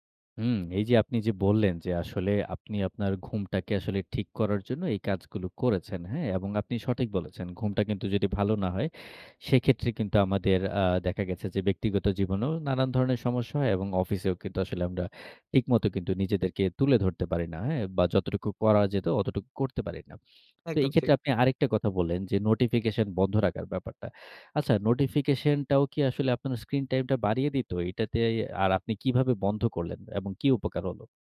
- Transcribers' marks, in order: none
- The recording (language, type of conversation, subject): Bengali, podcast, স্ক্রিন টাইম কমাতে আপনি কী করেন?